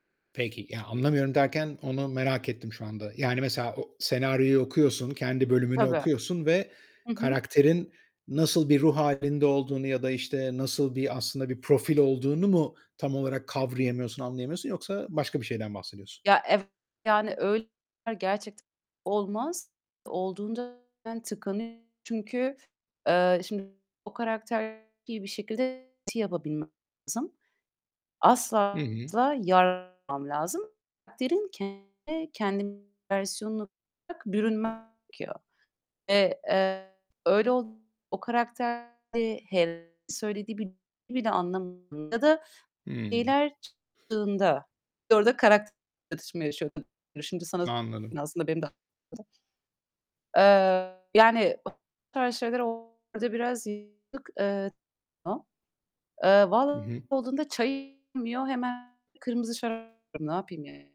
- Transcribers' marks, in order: static; distorted speech; tapping; other background noise
- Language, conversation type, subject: Turkish, podcast, Yaratıcı tıkanıklık yaşadığında ne yaparsın?